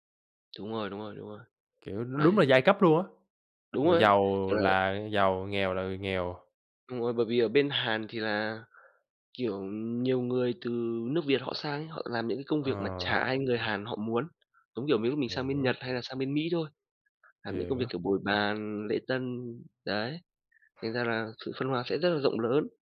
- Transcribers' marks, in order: tapping
- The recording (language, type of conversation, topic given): Vietnamese, unstructured, Có nên xem phim như một cách để hiểu các nền văn hóa khác không?